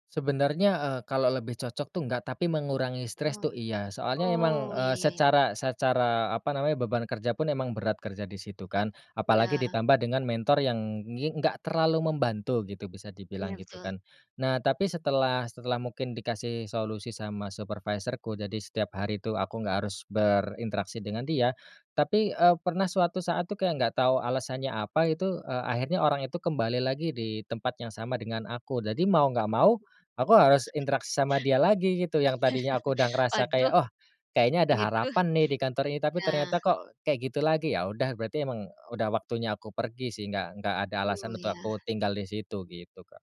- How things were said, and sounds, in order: tapping; chuckle
- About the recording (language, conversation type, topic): Indonesian, podcast, Apa saja tanda-tanda bahwa pekerjaan sudah tidak cocok lagi untuk kita?